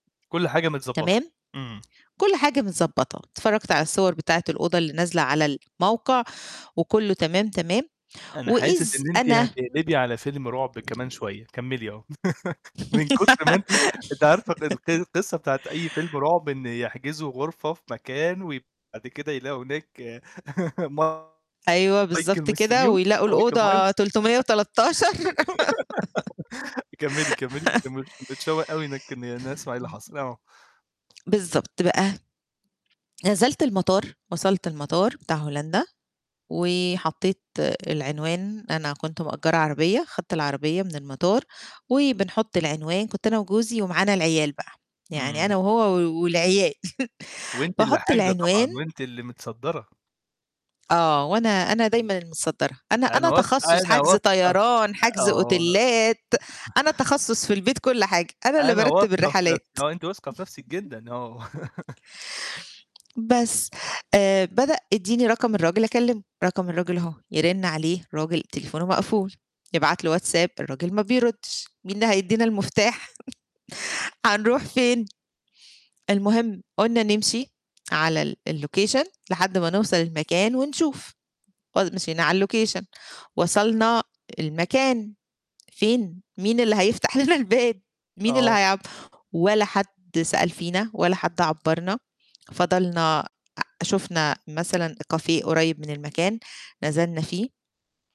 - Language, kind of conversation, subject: Arabic, podcast, إيه أسوأ تجربة حصلتلك مع حجز فندق؟
- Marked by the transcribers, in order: laugh; laugh; distorted speech; laugh; laugh; chuckle; tapping; in English: "أوتيلّات"; chuckle; chuckle; laugh; chuckle; in English: "الlocation"; in English: "الlocation"; laughing while speaking: "هيفتح لنا الباب"; in English: "cafe"